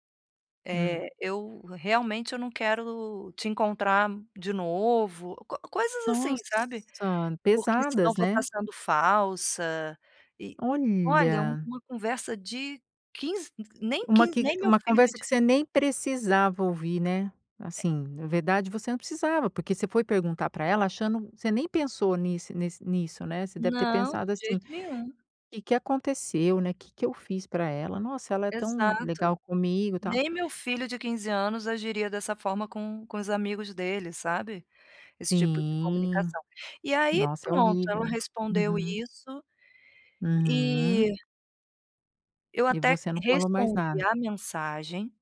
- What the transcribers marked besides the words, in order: none
- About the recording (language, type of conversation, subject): Portuguese, advice, Quando vale a pena responder a uma crítica e quando é melhor deixar pra lá?